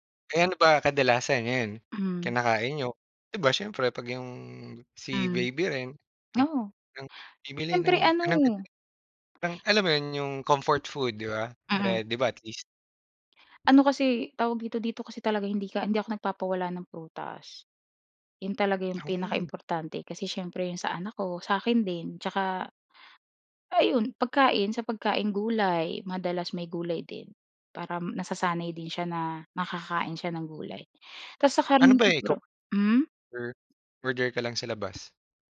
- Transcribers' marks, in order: other background noise; unintelligible speech
- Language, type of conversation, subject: Filipino, podcast, Ano ang ginagawa mo para alagaan ang sarili mo kapag sobrang abala ka?